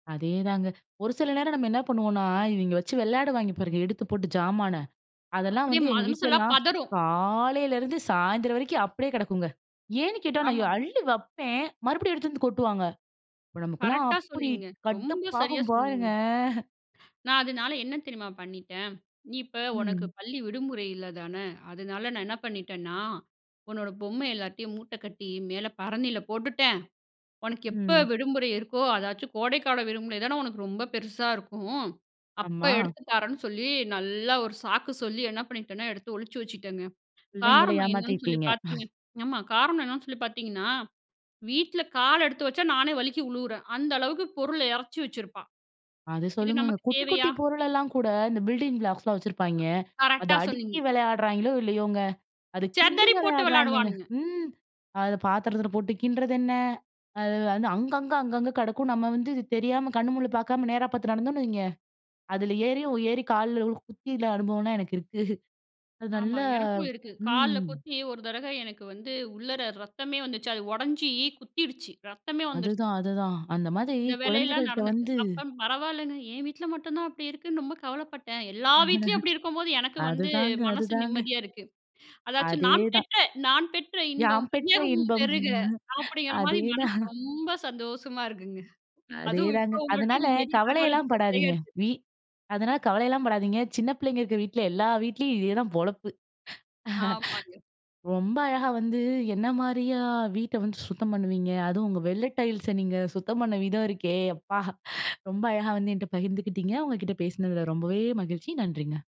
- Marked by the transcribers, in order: drawn out: "காலையிலருந்து"; angry: "அப்ப நமக்கெல்லாம் அப்டி கடுப்பாகும் பாருங்க"; laughing while speaking: "பாருங்க"; chuckle; in English: "பில்டிங் ப்ளாக்ஸ்லாம்"; other background noise; "கிடக்கும்" said as "கடக்கும்"; "முண்ணு" said as "முள்ளூ"; laughing while speaking: "எனக்கு இருக்கு"; chuckle; laughing while speaking: "அதேதான்"; unintelligible speech; chuckle; in English: "டைல்ஸ"
- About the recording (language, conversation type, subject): Tamil, podcast, எளிய, குறைந்த செலவில் வீட்டை சுத்தம் செய்யும் நுட்பங்கள் என்ன?